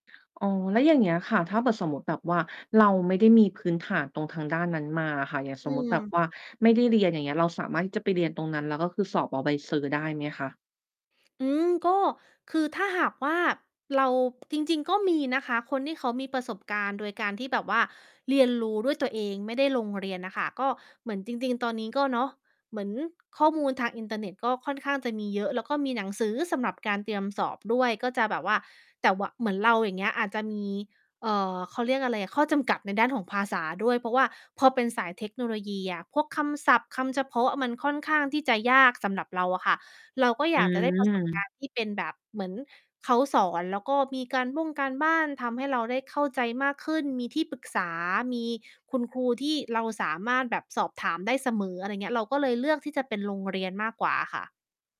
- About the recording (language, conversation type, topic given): Thai, podcast, หากคุณอยากเปลี่ยนสายอาชีพ ควรเริ่มต้นอย่างไร?
- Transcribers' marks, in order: other background noise; in English: "ใบเซอร์"; tapping; distorted speech